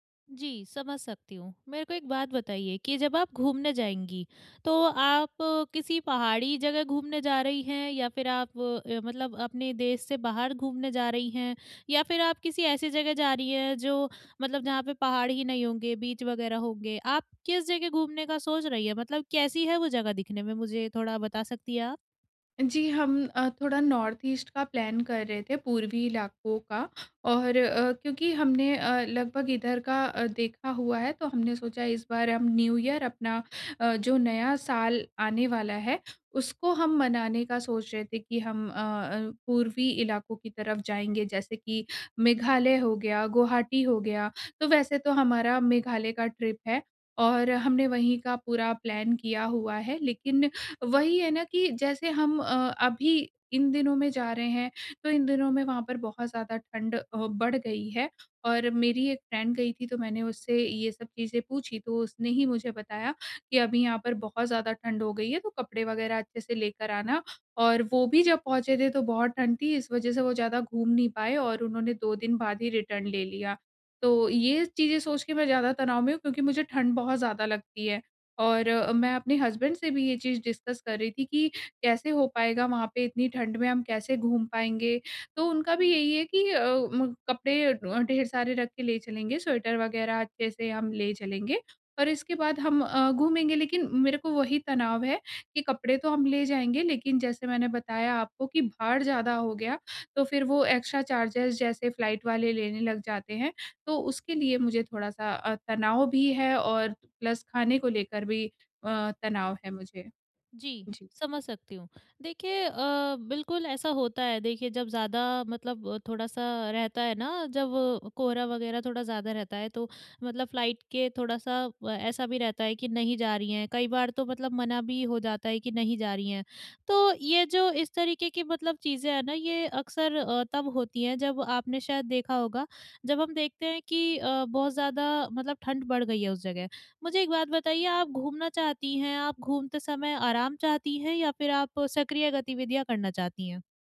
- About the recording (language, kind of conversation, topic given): Hindi, advice, यात्रा या सप्ताहांत के दौरान तनाव कम करने के तरीके
- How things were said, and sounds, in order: in English: "बीच"; in English: "नॉर्थ ईस्ट"; in English: "प्लान"; in English: "न्यू ईयर"; in English: "ट्रिप"; in English: "प्लान"; in English: "फ्रेंड"; in English: "रिटर्न"; in English: "हसबैंड"; in English: "डिस्कस"; in English: "स्वेटर"; in English: "एक्स्ट्रा चार्जेज़"; in English: "फ्लाइट"; in English: "प्लस"; other background noise; in English: "फ्लाइट"